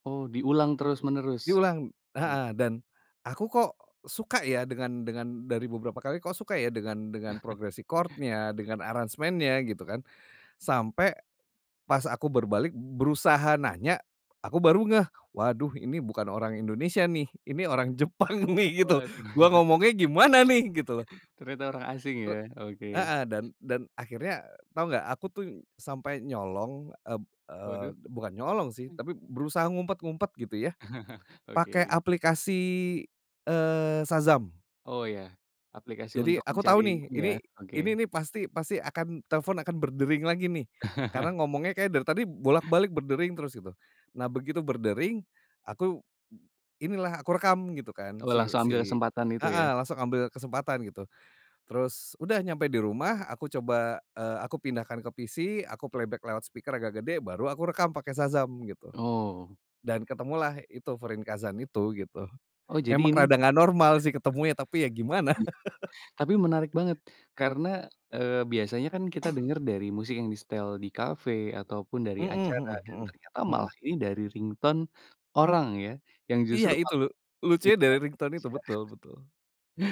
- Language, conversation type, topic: Indonesian, podcast, Lagu apa yang menurutmu paling menggambarkan hidupmu saat ini?
- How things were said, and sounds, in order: chuckle; in English: "record-nya"; laughing while speaking: "Jepang nih gitu"; chuckle; tapping; other background noise; laugh; laugh; in English: "playback"; in English: "speaker"; in Japanese: "Fūrinkazan"; laughing while speaking: "gitu"; laughing while speaking: "gimana?"; laugh; cough; in English: "ringtone"; in English: "ringtone"; unintelligible speech; chuckle